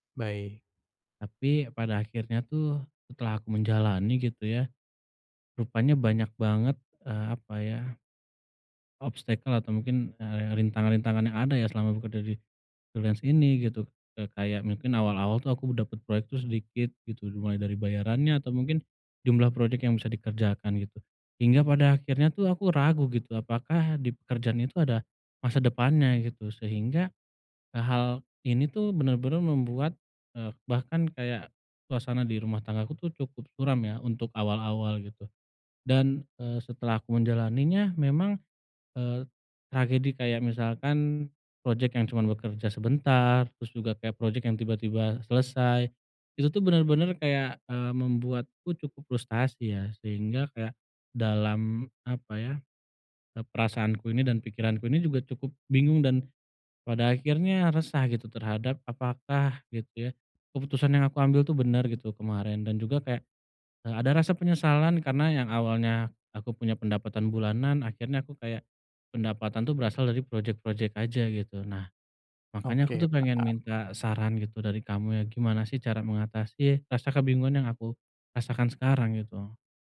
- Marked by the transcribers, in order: in English: "obstacle"; in English: "freelance"
- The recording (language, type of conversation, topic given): Indonesian, advice, Bagaimana cara mengatasi keraguan dan penyesalan setelah mengambil keputusan?